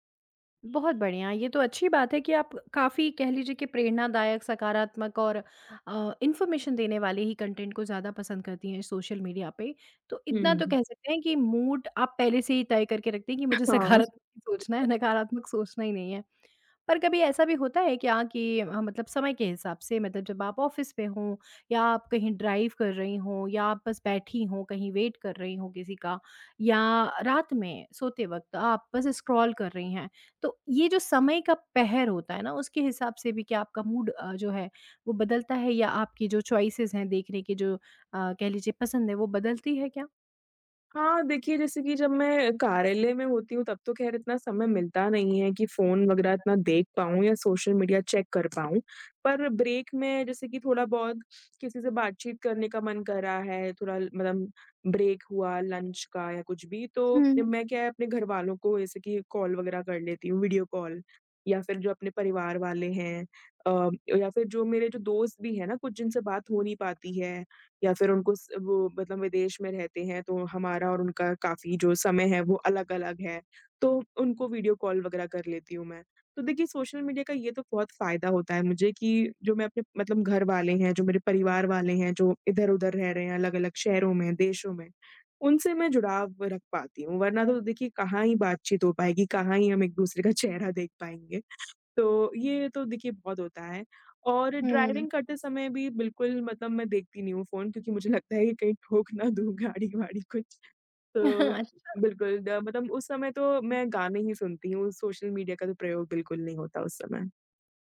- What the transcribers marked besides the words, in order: in English: "इन्फॉर्मेशन"; in English: "कंटेंट"; in English: "मूड"; other background noise; laughing while speaking: "सकारात्मक"; in English: "ऑफ़िस"; in English: "ड्राइव"; in English: "वेट"; in English: "स्क्रॉल"; in English: "मूड"; in English: "चॉइसेस"; in English: "चेक"; in English: "ब्रेक"; in English: "ब्रेक"; in English: "लंच"; tapping; in English: "ड्राइविंग"; laughing while speaking: "ना दूँ गाड़ी-वाड़ी कुछ"; chuckle
- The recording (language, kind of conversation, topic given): Hindi, podcast, सोशल मीडिया देखने से आपका मूड कैसे बदलता है?